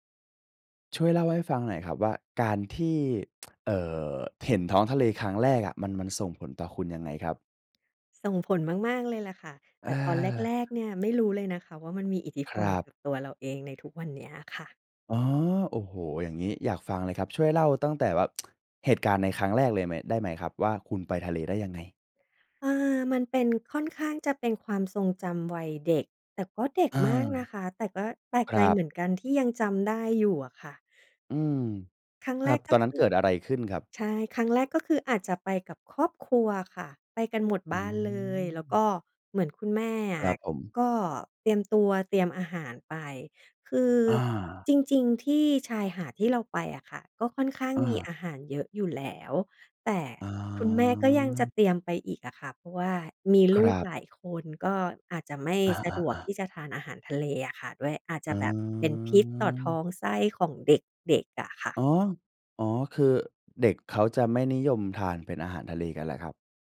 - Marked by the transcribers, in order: tsk; tsk; other background noise; drawn out: "อา"; drawn out: "อืม"
- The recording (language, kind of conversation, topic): Thai, podcast, ท้องทะเลที่เห็นครั้งแรกส่งผลต่อคุณอย่างไร?